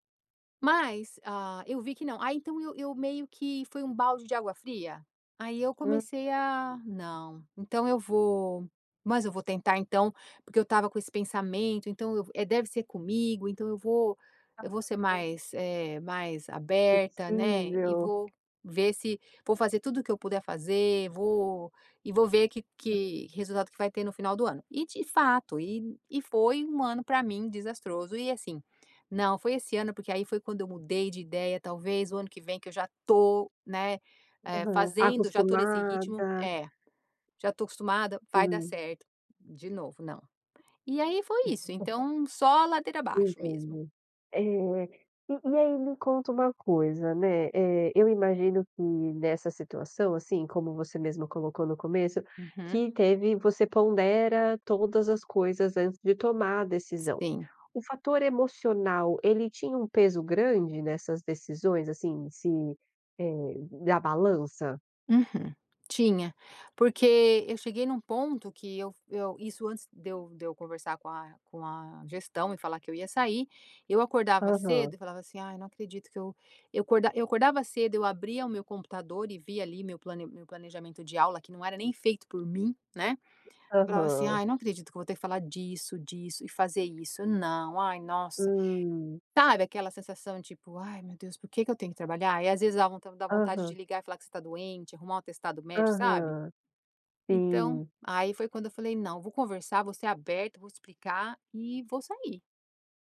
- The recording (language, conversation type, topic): Portuguese, podcast, Como você decide quando continuar ou desistir?
- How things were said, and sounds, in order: unintelligible speech; other background noise; laugh